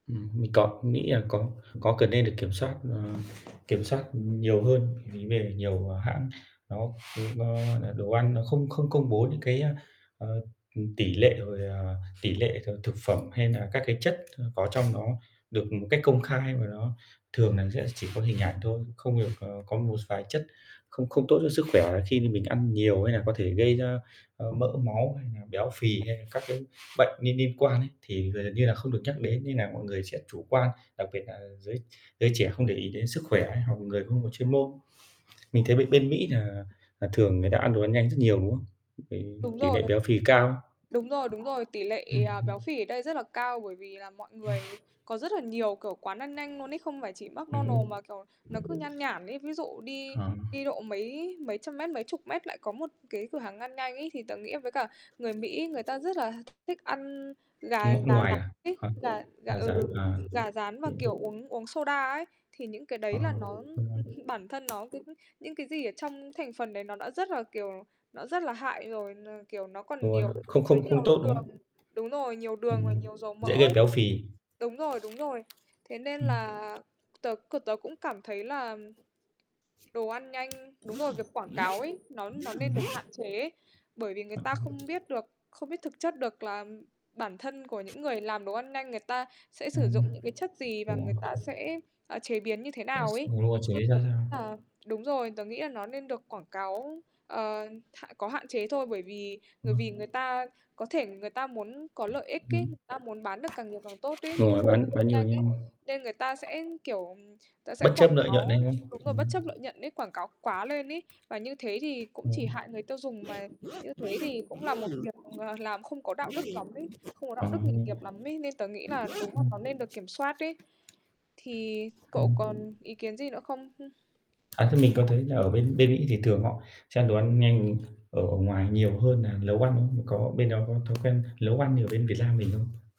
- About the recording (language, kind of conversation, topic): Vietnamese, unstructured, Bạn nghĩ quảng cáo đồ ăn nhanh ảnh hưởng như thế nào đến sức khỏe?
- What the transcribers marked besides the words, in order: other background noise; unintelligible speech; tapping; distorted speech; unintelligible speech; dog barking; other noise; static; unintelligible speech; in English: "soda"; unintelligible speech; unintelligible speech; unintelligible speech; "lợi" said as "nợi"; "nấu" said as "lấu"; "nấu" said as "lấu"